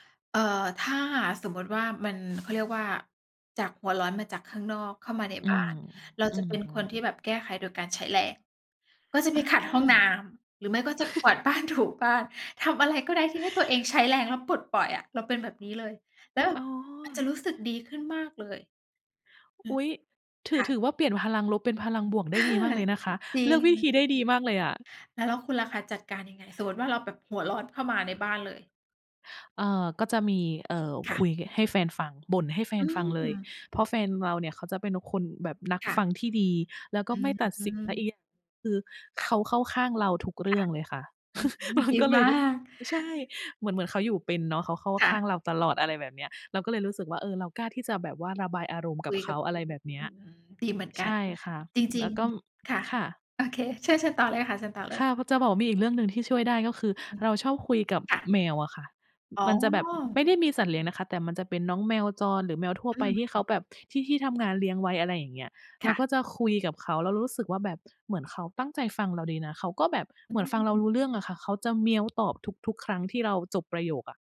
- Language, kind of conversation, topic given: Thai, unstructured, มีอะไรช่วยให้คุณรู้สึกดีขึ้นตอนอารมณ์ไม่ดีไหม?
- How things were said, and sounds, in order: tapping; chuckle; laughing while speaking: "ถูบ้าน"; other background noise; chuckle; laughing while speaking: "มันก็เลย"; laughing while speaking: "ดีมาก"